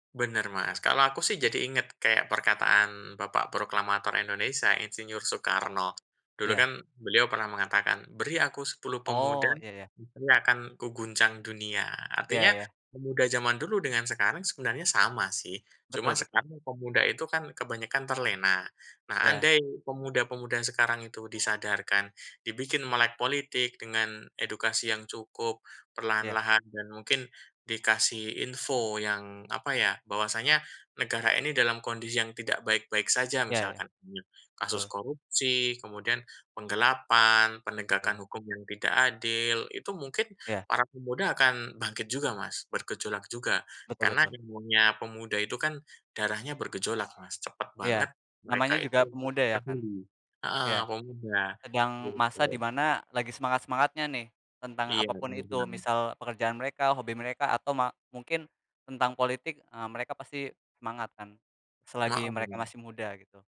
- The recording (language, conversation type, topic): Indonesian, unstructured, Bagaimana cara mengajak orang lain agar lebih peduli pada politik?
- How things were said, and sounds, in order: background speech; tapping; unintelligible speech